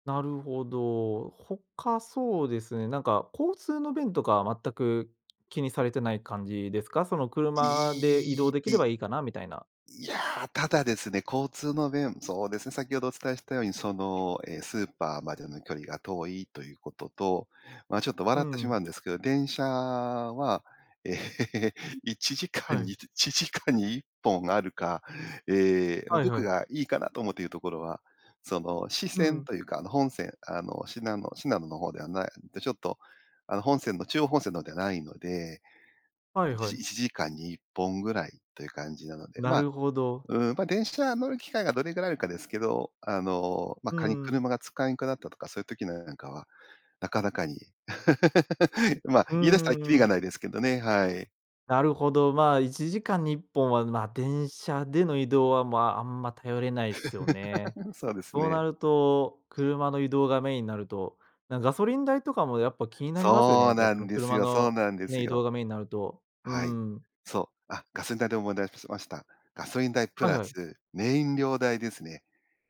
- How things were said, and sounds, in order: laughing while speaking: "ええ"; unintelligible speech; laugh; laugh
- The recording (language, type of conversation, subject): Japanese, advice, 都会を離れて地方へ移住するか迷っている理由や状況を教えてください？